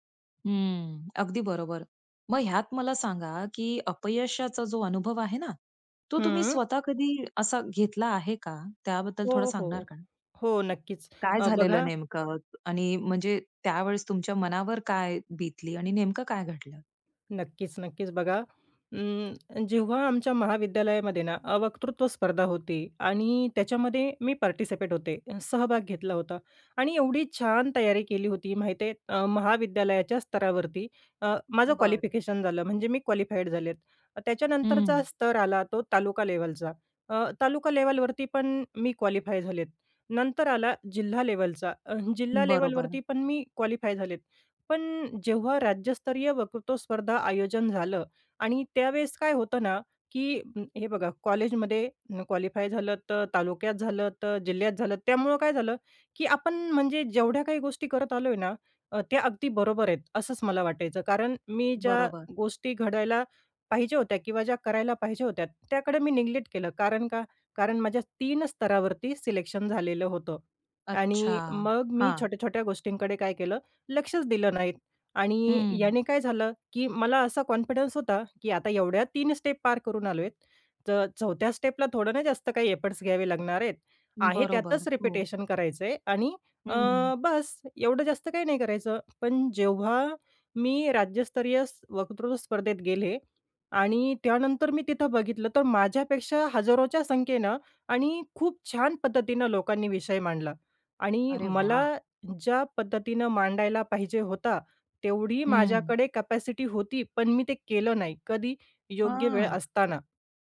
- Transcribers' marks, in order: in English: "क्वालिफिकेशन"; in English: "क्वालिफाईड"; in English: "क्वालिफाय"; in English: "क्वालिफाय"; in English: "क्वालिफाय"; in English: "निग्लेक्ट"; in English: "कॉन्फिडन्स"; in English: "स्टेप"; in English: "स्टेप"; in English: "एफर्ट्स"; in English: "रिपिटेशन"; tapping
- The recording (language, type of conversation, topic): Marathi, podcast, अपयशामुळे सर्जनशील विचारांना कोणत्या प्रकारे नवी दिशा मिळते?